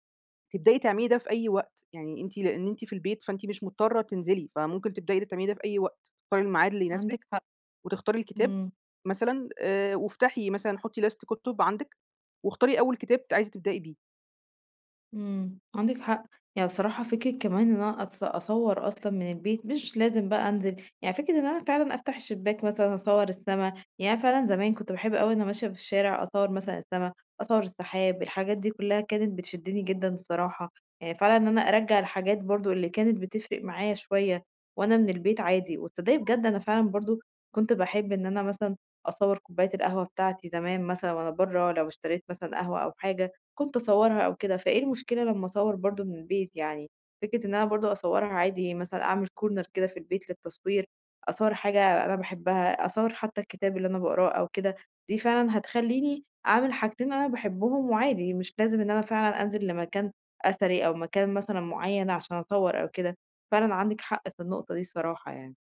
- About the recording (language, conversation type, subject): Arabic, advice, ازاي أرجّع طاقتي للهوايات ولحياتي الاجتماعية؟
- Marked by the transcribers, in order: in English: "list"; in English: "corner"